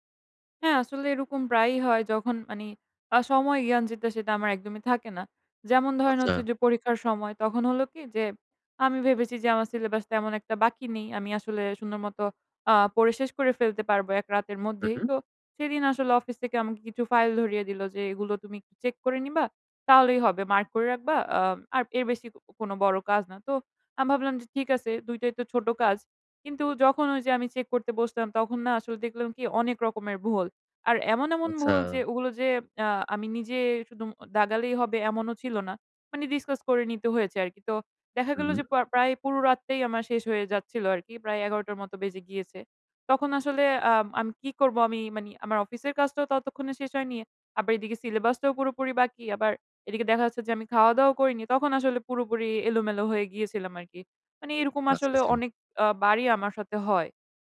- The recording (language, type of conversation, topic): Bengali, advice, একাধিক কাজ একসঙ্গে করতে গিয়ে কেন মনোযোগ হারিয়ে ফেলেন?
- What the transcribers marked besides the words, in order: in English: "ডিসকাস"